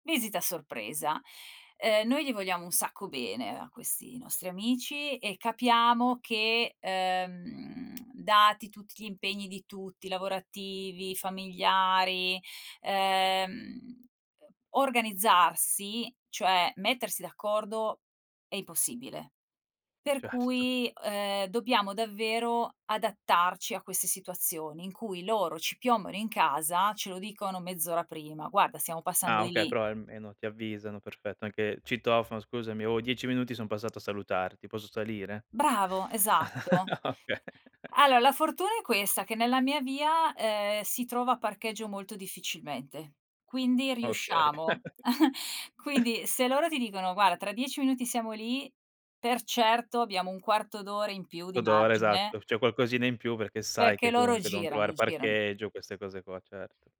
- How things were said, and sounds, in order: tapping; other background noise; chuckle; laughing while speaking: "Oka"; chuckle; "Guarda" said as "guara"; "devono" said as "deon"
- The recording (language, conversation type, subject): Italian, podcast, Qual è la tua routine per riordinare velocemente prima che arrivino degli ospiti?